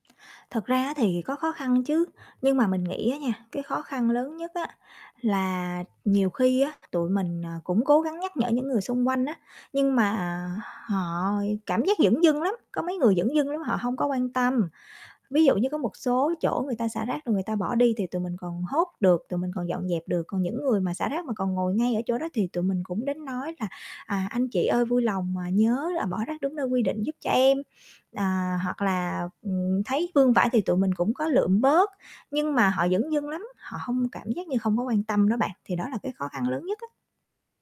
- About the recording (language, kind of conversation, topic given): Vietnamese, podcast, Bạn đã từng tham gia dọn rác cộng đồng chưa, và trải nghiệm đó của bạn như thế nào?
- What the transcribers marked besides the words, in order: static